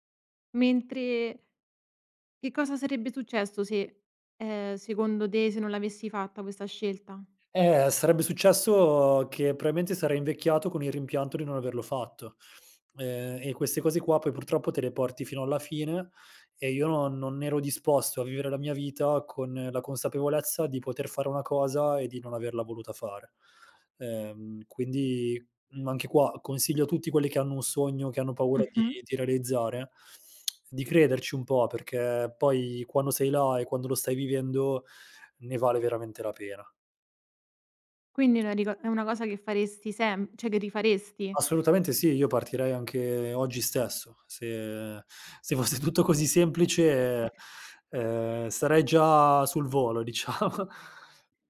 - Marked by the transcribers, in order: "probabilmente" said as "proailmente"; tongue click; "cioè" said as "ceh"; laughing while speaking: "fosse tutto"; laughing while speaking: "dicia"
- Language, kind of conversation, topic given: Italian, podcast, Raccontami di una volta in cui hai seguito il tuo istinto: perché hai deciso di fidarti di quella sensazione?